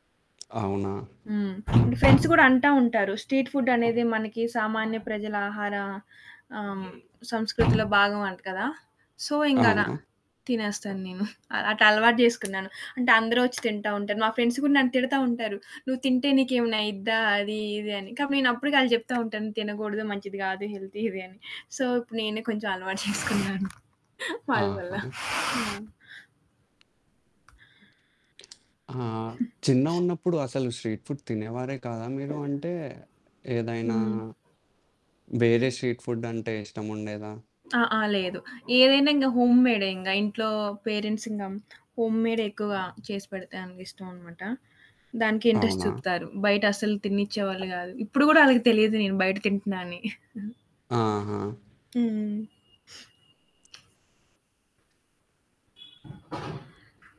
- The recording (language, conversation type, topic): Telugu, podcast, మీకు ఇష్టమైన వీధి ఆహారం గురించి చెప్పగలరా?
- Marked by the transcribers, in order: other background noise; in English: "ఫ్రెండ్స్"; in English: "స్ట్రీట్ ఫుడ్"; background speech; in English: "సో"; giggle; in English: "ఫ్రెండ్స్"; in English: "హెల్తీ"; in English: "సో"; giggle; in English: "స్ట్రీట్ ఫుడ్"; giggle; in English: "స్ట్రీట్ ఫుడ్"; static; in English: "పేరెంట్స్"; in English: "ఇంట్రెస్ట్"; giggle; tapping; horn; sniff